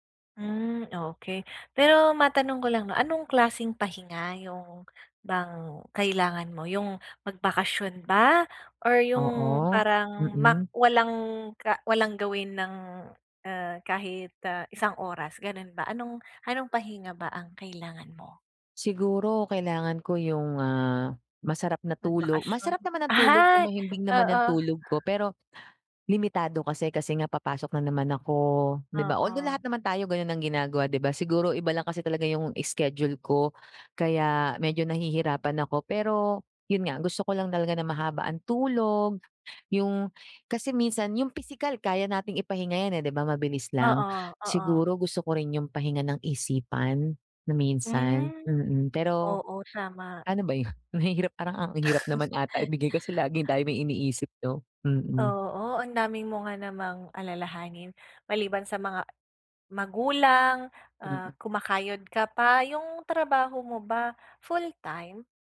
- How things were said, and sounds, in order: breath; chuckle
- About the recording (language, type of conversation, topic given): Filipino, advice, Paano ko uunahin ang pahinga kahit abala ako?